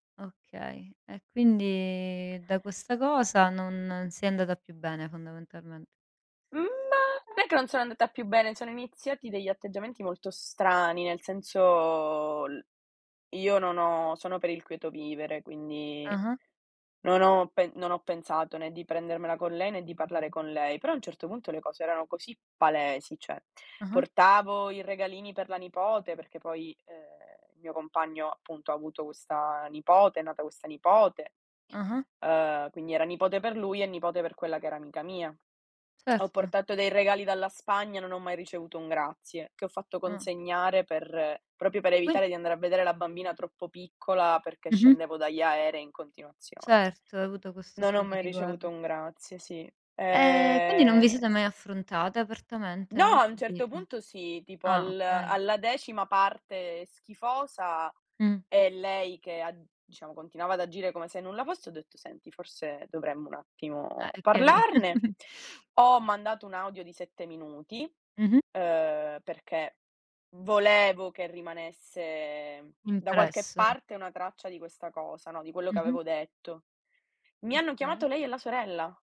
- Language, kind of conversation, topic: Italian, unstructured, Hai mai perso un’amicizia importante e come ti ha fatto sentire?
- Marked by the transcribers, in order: drawn out: "quindi"; background speech; "cioè" said as "ceh"; drawn out: "senso"; stressed: "palesi"; "cioè" said as "ceh"; tapping; "proprio" said as "propio"; other background noise; drawn out: "Ehm"; chuckle; stressed: "volevo"